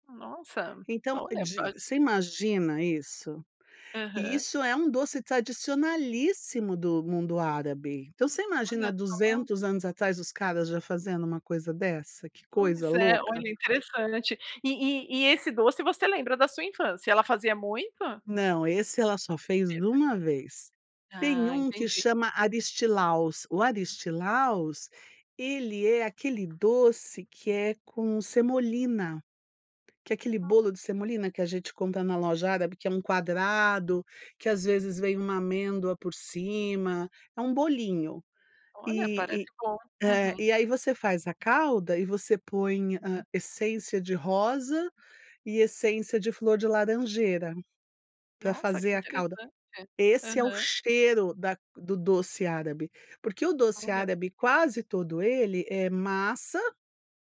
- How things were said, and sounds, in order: unintelligible speech; tapping
- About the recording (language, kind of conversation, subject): Portuguese, podcast, Que comida da sua infância te traz lembranças imediatas?